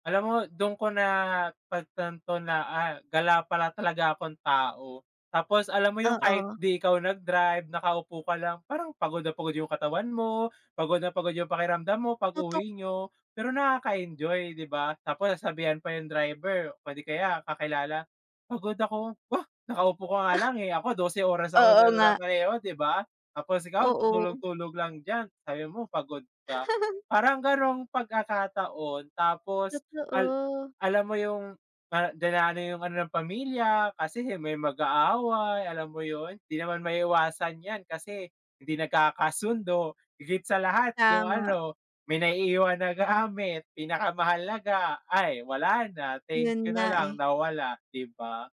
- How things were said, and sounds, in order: snort; chuckle; other background noise; tapping
- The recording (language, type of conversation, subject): Filipino, unstructured, Ano ang pinaka-hindi mo malilimutang karanasan sa biyahe?